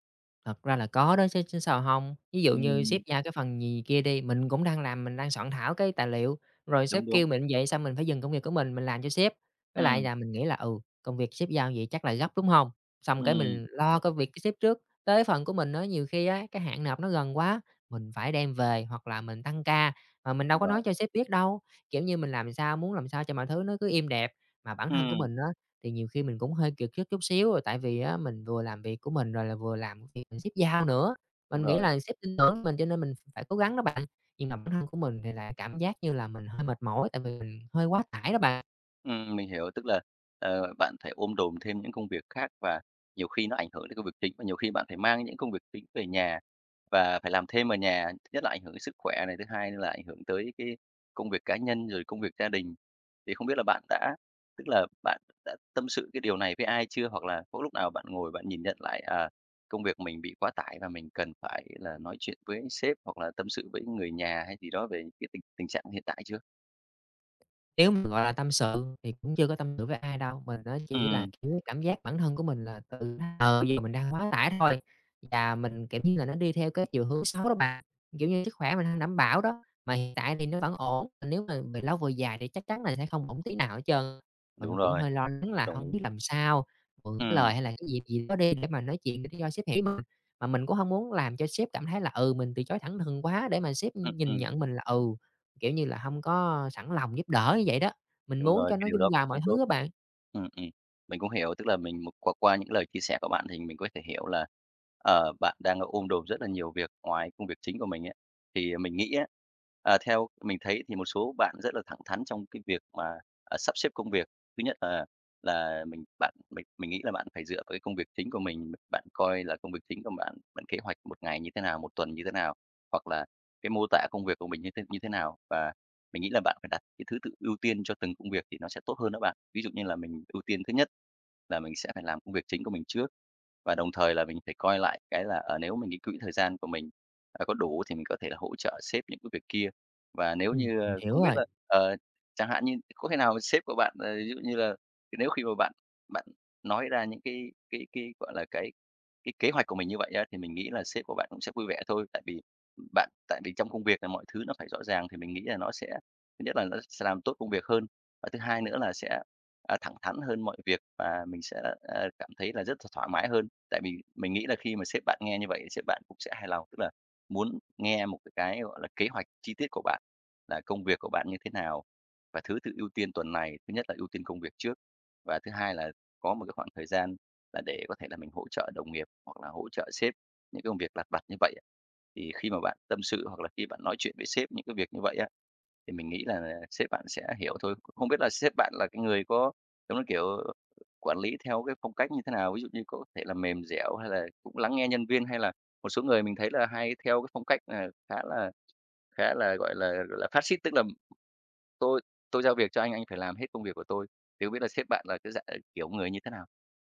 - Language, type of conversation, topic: Vietnamese, advice, Làm thế nào để tôi học cách nói “không” và tránh nhận quá nhiều việc?
- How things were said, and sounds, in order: tapping; other background noise